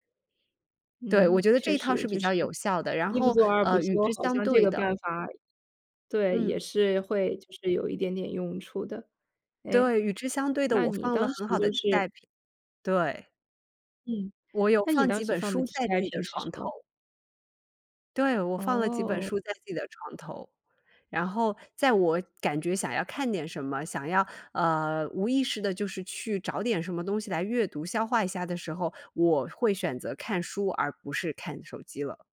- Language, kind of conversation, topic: Chinese, podcast, 你如何平衡屏幕时间和现实生活？
- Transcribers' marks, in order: none